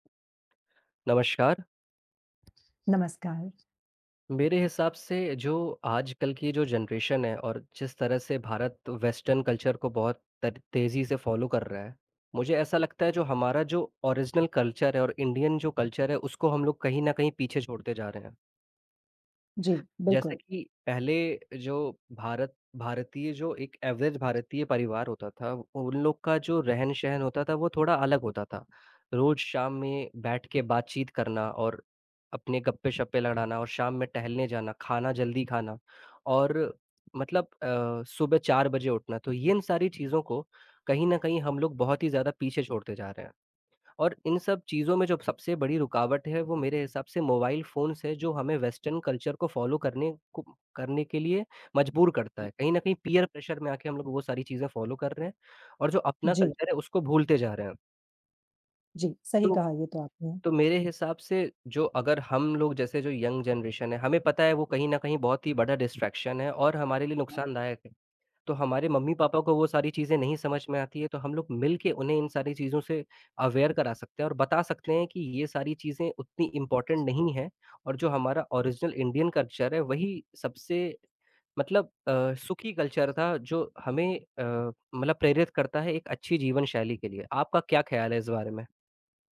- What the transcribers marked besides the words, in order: other background noise; in English: "जनरेशन"; in English: "वेस्टर्न कल्चर"; in English: "फॉलो"; in English: "ओरिजिनल कल्चर"; in English: "इंडियन"; in English: "कल्चर"; in English: "एवरेज़"; "रहन-सहन" said as "शहन"; horn; in English: "वेस्टर्न कल्चर"; in English: "फॉलो"; in English: "पीयर प्रेशर"; in English: "फॉलो"; in English: "कल्चर"; in English: "यंग जनरेशन"; in English: "डिस्ट्रैक्शन"; other noise; in English: "अवेयर"; in English: "इम्पोर्टेंट"; in English: "ओरिजिनल इंडियन कल्चर"; in English: "कल्चर"
- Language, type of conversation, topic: Hindi, unstructured, हम अपने परिवार को अधिक सक्रिय जीवनशैली अपनाने के लिए कैसे प्रेरित कर सकते हैं?